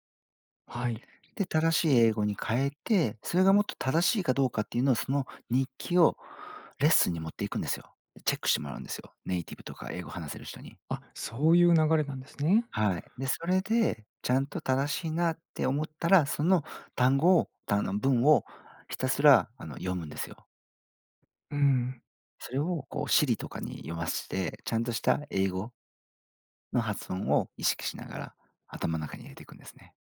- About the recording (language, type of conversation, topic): Japanese, podcast, 自分に合う勉強法はどうやって見つけましたか？
- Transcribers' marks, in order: other noise; in English: "ネイティブ"